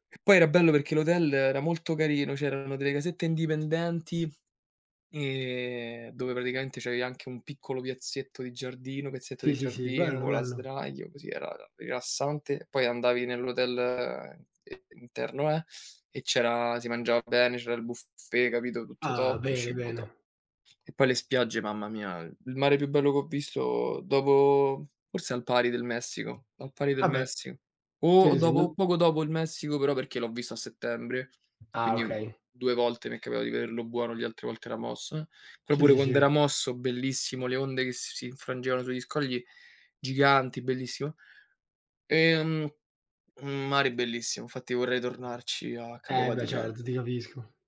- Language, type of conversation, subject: Italian, unstructured, Qual è il ricordo più divertente che hai di un viaggio?
- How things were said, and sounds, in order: other background noise; tapping